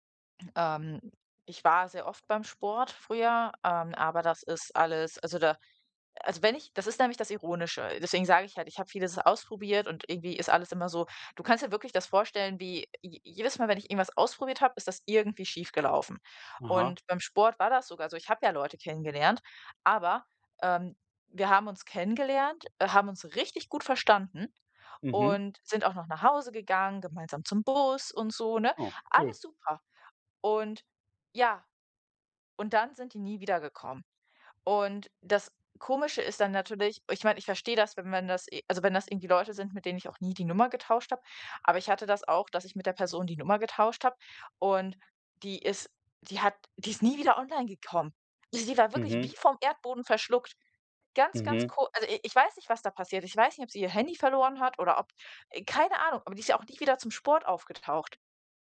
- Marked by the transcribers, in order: stressed: "richtig"; anticipating: "sind auch noch nach Hause gegangen, gemeinsam zum Bus und so, ne?"
- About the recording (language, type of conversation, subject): German, advice, Wie kann ich in einer neuen Stadt Freundschaften aufbauen, wenn mir das schwerfällt?